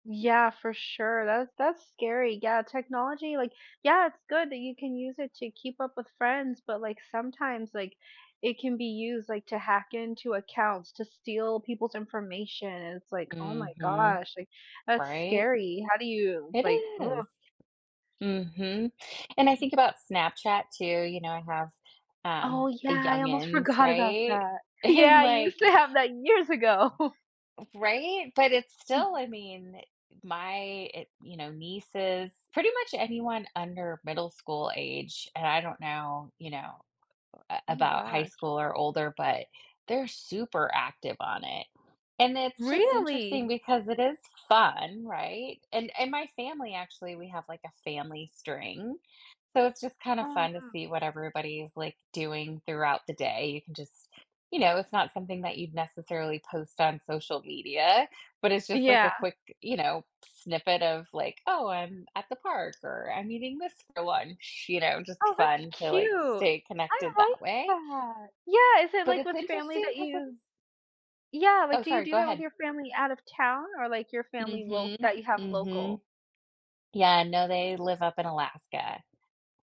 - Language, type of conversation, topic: English, unstructured, How does technology help you connect and have fun with friends?
- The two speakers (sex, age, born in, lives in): female, 35-39, United States, United States; female, 45-49, United States, United States
- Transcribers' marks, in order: tapping; other background noise; laughing while speaking: "forgot"; laughing while speaking: "And, like"; joyful: "Yeah, I used to have that years"; laughing while speaking: "ago"; chuckle